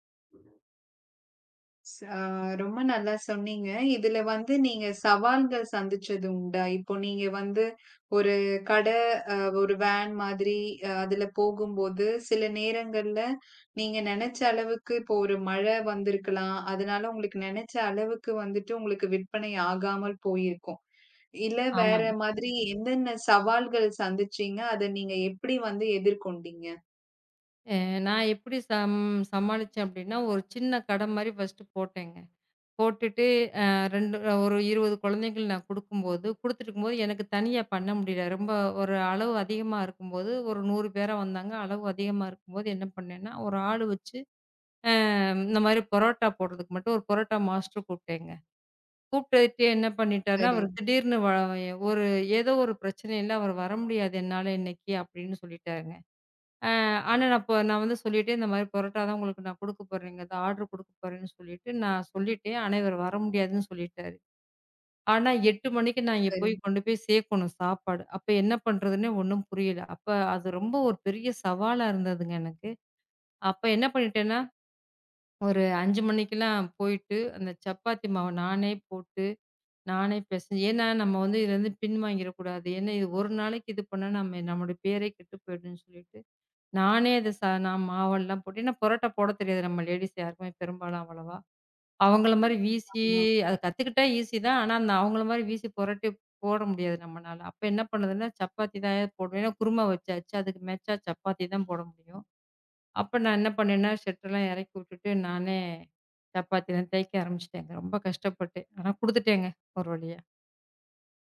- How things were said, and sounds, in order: other noise; in English: "ஃபர்ஸ்ட்"; in English: "ஷட்டர்"
- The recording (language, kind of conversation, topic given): Tamil, podcast, உங்களின் பிடித்த ஒரு திட்டம் பற்றி சொல்லலாமா?